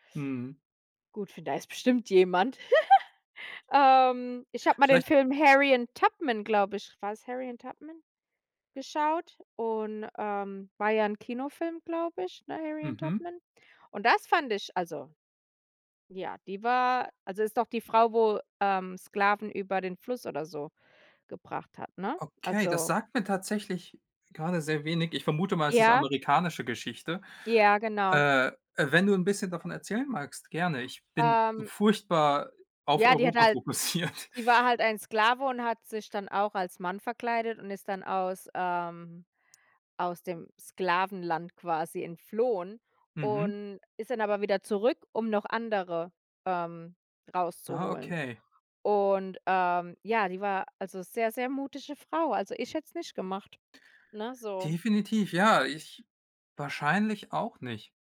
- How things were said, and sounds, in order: chuckle; laughing while speaking: "fokussiert"
- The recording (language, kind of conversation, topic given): German, unstructured, Welche historische Persönlichkeit findest du besonders inspirierend?